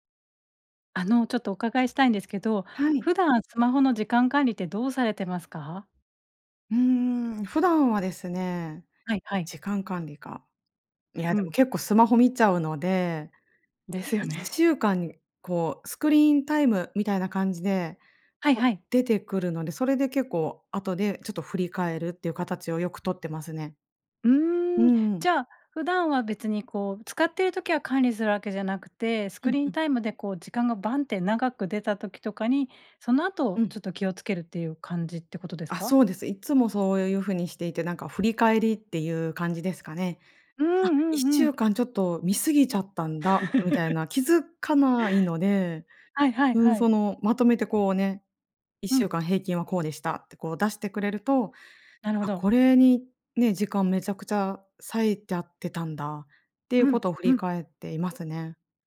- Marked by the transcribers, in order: laugh
- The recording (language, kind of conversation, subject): Japanese, podcast, スマホ時間の管理、どうしていますか？